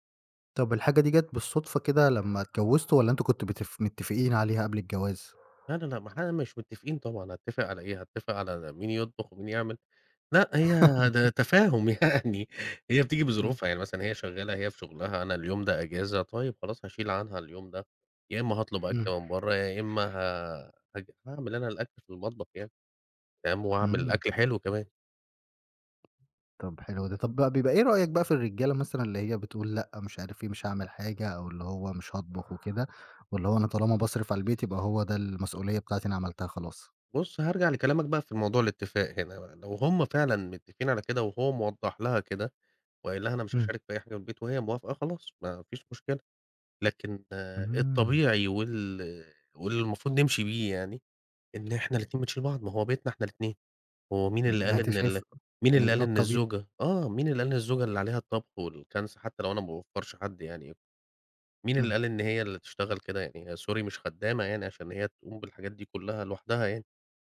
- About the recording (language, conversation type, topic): Arabic, podcast, إزاي شايفين أحسن طريقة لتقسيم شغل البيت بين الزوج والزوجة؟
- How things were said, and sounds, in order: dog barking; laugh; laughing while speaking: "تفاهم يعني"; tapping; in English: "sorry"